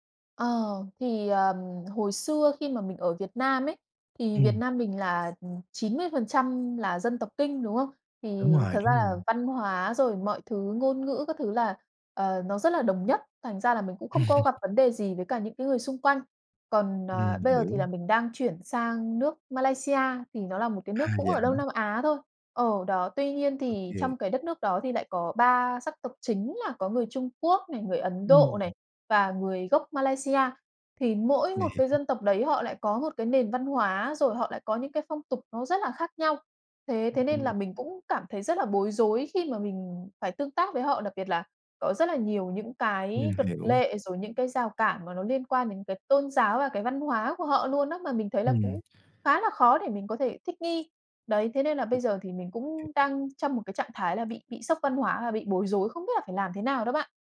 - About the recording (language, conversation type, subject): Vietnamese, advice, Bạn đã trải nghiệm sốc văn hóa, bối rối về phong tục và cách giao tiếp mới như thế nào?
- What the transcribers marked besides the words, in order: other background noise; laugh; tapping